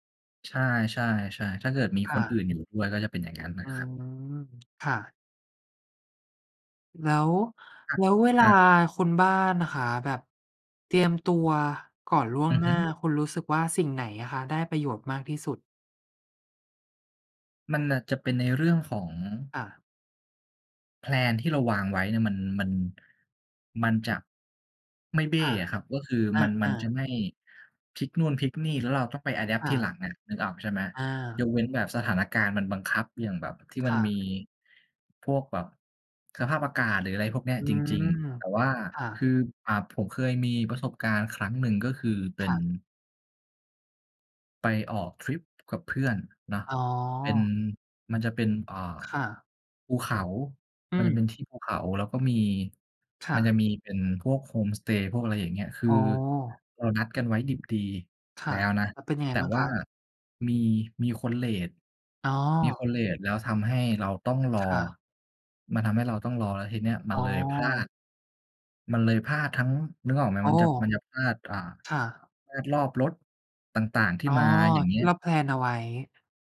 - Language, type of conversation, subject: Thai, unstructured, ประโยชน์ของการวางแผนล่วงหน้าในแต่ละวัน
- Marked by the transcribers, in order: in English: "แพลน"; in English: "อะแดปต์"; in English: "แพลน"